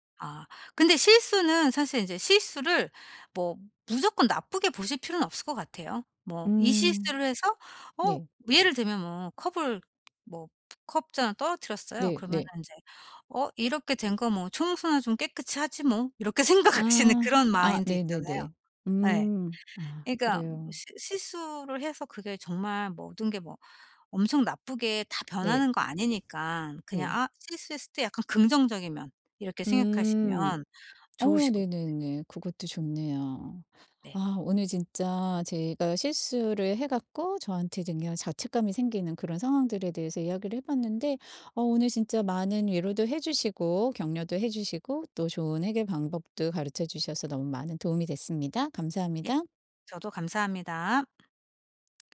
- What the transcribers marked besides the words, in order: other background noise; laughing while speaking: "생각할 수 있는"; tapping
- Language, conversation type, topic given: Korean, advice, 어떻게 하면 실수한 뒤에도 자신에게 더 친절할 수 있을까요?